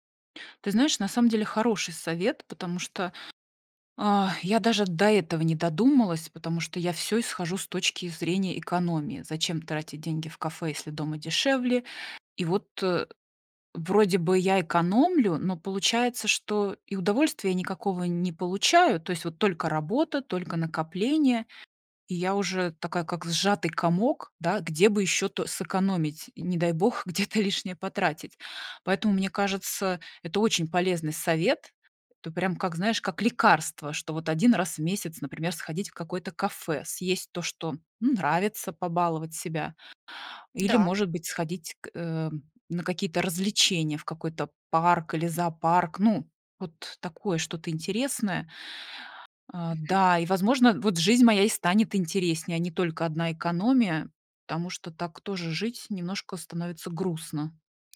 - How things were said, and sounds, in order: sigh; tapping
- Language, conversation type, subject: Russian, advice, Как начать экономить, не лишая себя удовольствий?